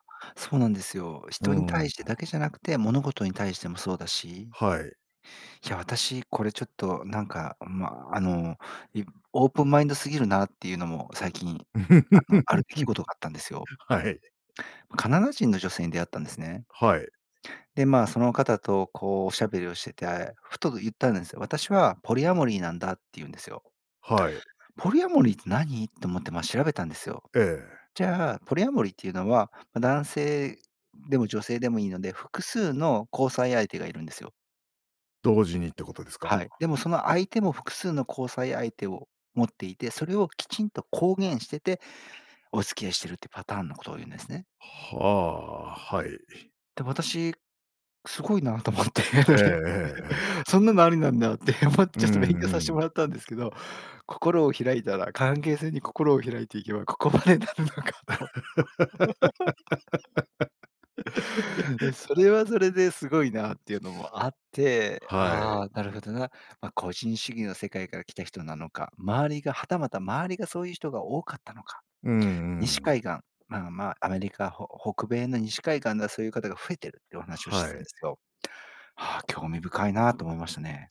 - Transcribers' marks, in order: laugh; laughing while speaking: "すごいなと思って、それ、そ … でなるのかと"; laugh
- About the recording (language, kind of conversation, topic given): Japanese, podcast, 新しい考えに心を開くためのコツは何ですか？